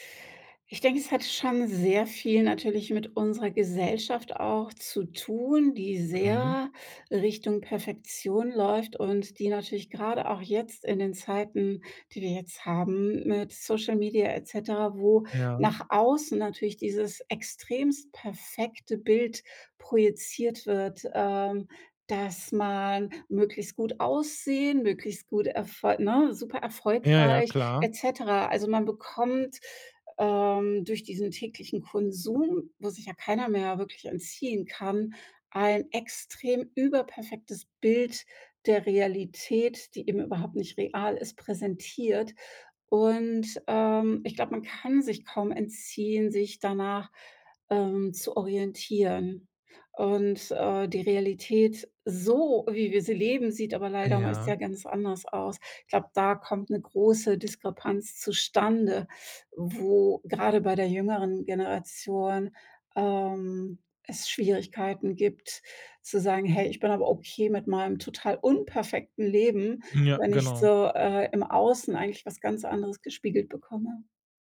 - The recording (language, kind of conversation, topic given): German, podcast, Was ist für dich der erste Schritt zur Selbstannahme?
- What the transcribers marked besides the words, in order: stressed: "so"